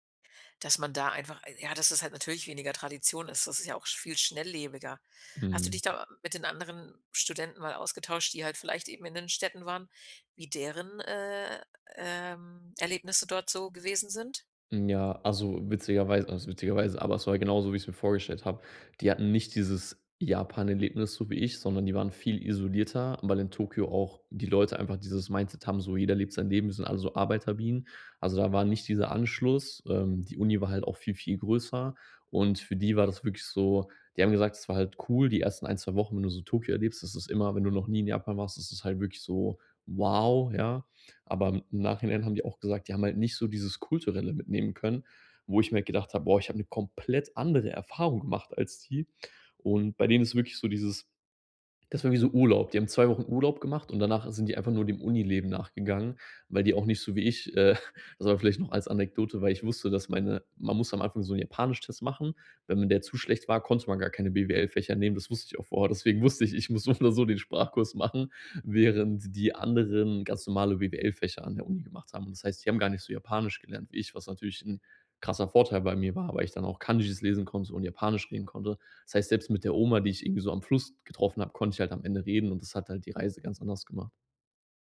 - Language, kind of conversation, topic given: German, podcast, Was war deine bedeutendste Begegnung mit Einheimischen?
- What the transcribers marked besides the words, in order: stressed: "wow"; stressed: "komplett"; laughing while speaking: "äh"; laughing while speaking: "ich muss so oder so den Sprachkurs machen"; in Japanese: "Kanjis"